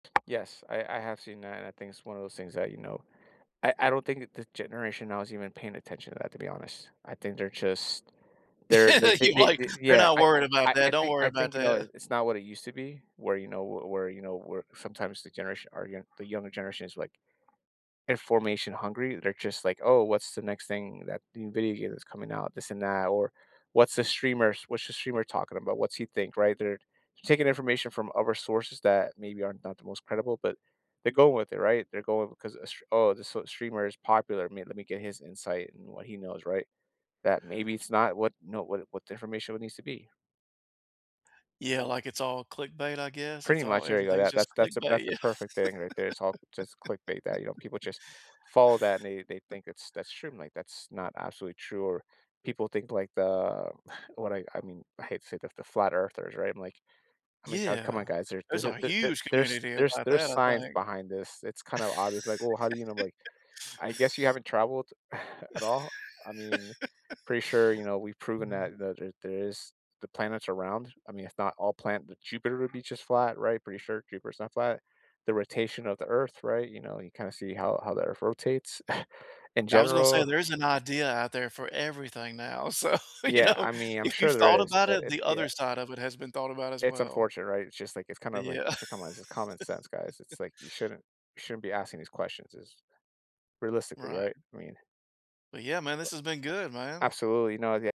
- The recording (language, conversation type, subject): English, unstructured, How does history shape who we are today?
- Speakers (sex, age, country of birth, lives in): male, 35-39, United States, United States; male, 45-49, United States, United States
- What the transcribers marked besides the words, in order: tapping; chuckle; laughing while speaking: "You're like"; laughing while speaking: "yeah"; laugh; drawn out: "the"; exhale; stressed: "huge"; laugh; chuckle; other background noise; chuckle; laughing while speaking: "so, you know"; laugh